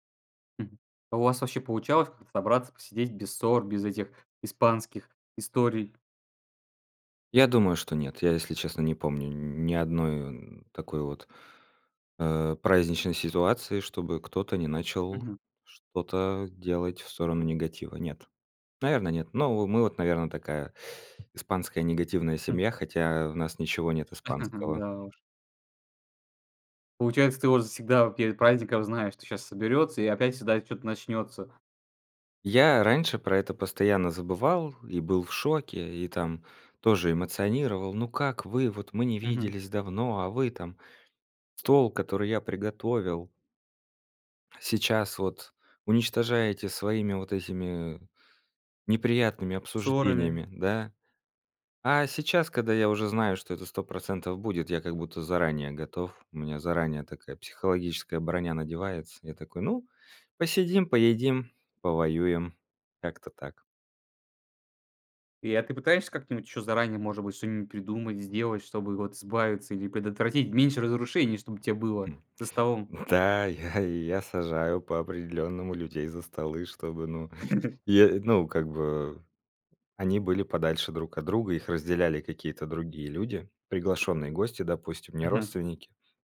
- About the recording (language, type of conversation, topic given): Russian, podcast, Как обычно проходят разговоры за большим семейным столом у вас?
- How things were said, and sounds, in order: other background noise; laugh; chuckle; tapping